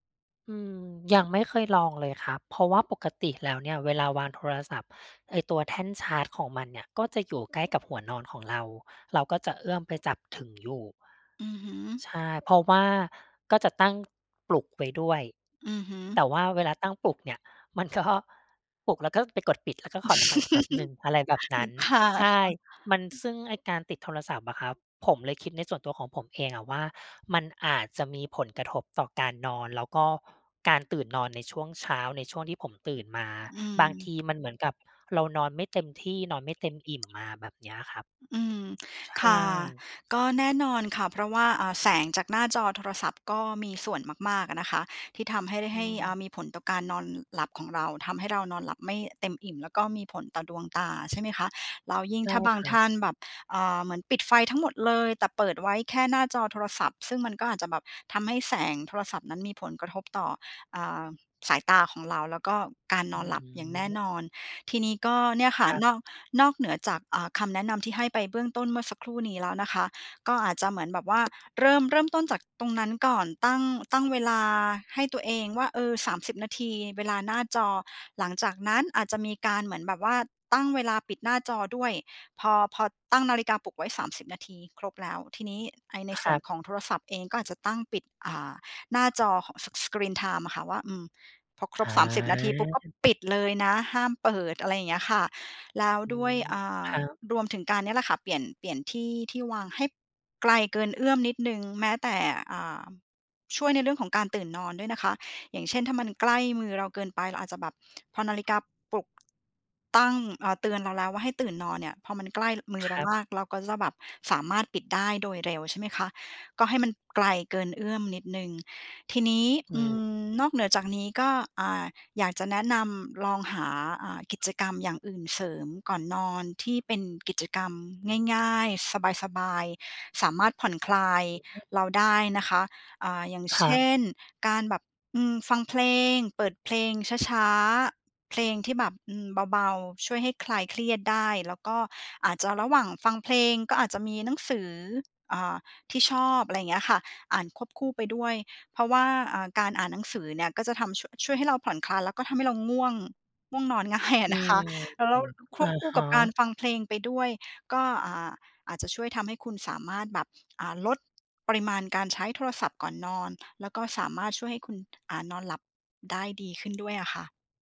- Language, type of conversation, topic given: Thai, advice, ทำไมฉันถึงวางโทรศัพท์ก่อนนอนไม่ได้ทุกคืน?
- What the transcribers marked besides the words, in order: tapping; other noise; laughing while speaking: "ก็"; chuckle; other background noise; in English: "S Screen time"